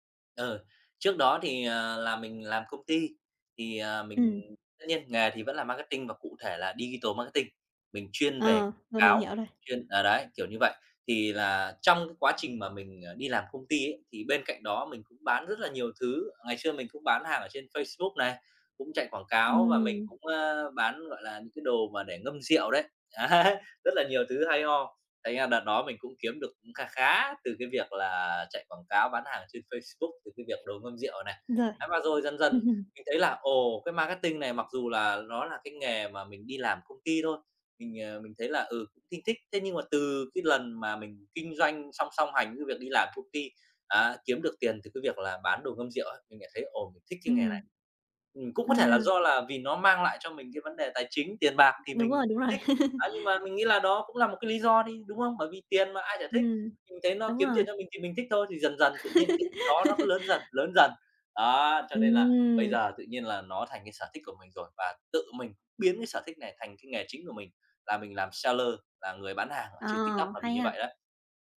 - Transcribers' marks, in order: in English: "digital marketing"; tapping; other background noise; laughing while speaking: "Đấy"; chuckle; laugh; laugh; in English: "seller"
- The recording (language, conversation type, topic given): Vietnamese, podcast, Bạn nghĩ sở thích có thể trở thành nghề không?